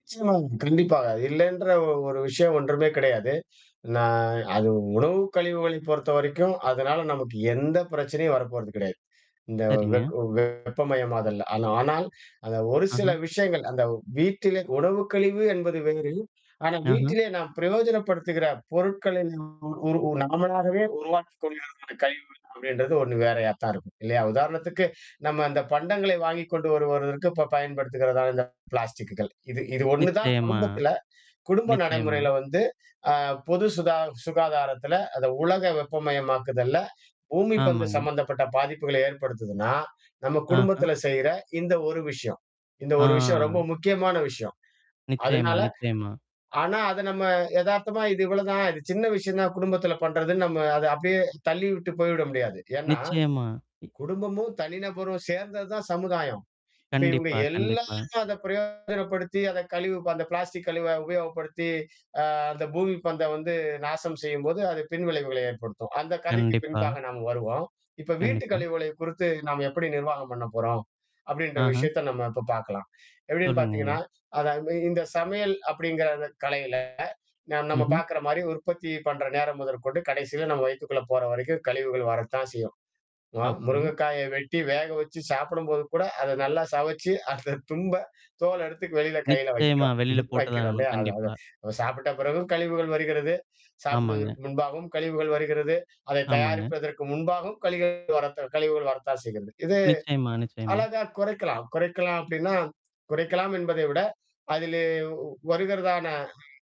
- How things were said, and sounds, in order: distorted speech; drawn out: "ஆ"; tapping; laughing while speaking: "முருங்கைக்காய வெட்டி வேக வச்சு சாப்பிடும்போது … பிறகும் கழிவுகள் வருகிறது"; "திரும்ப" said as "தும்ப"; other background noise; background speech
- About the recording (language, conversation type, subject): Tamil, podcast, கச்சா கழிவுகளை குறைக்க எளிய வழிகள் என்னென்ன?